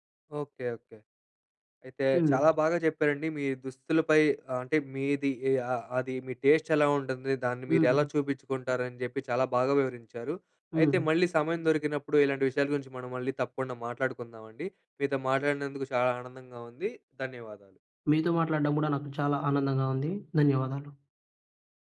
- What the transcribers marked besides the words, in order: tapping; in English: "టేస్ట్"
- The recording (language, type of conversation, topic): Telugu, podcast, మీ దుస్తులు మీ గురించి ఏమి చెబుతాయనుకుంటారు?